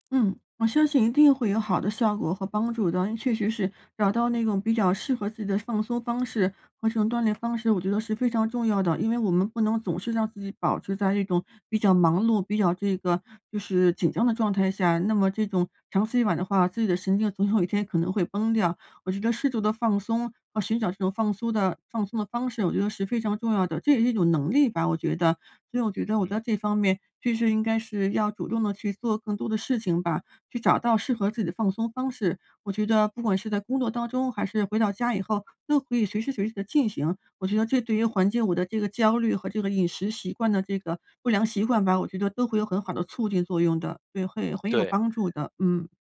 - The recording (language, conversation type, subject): Chinese, advice, 咖啡和饮食让我更焦虑，我该怎么调整才能更好地管理压力？
- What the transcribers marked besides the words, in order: other background noise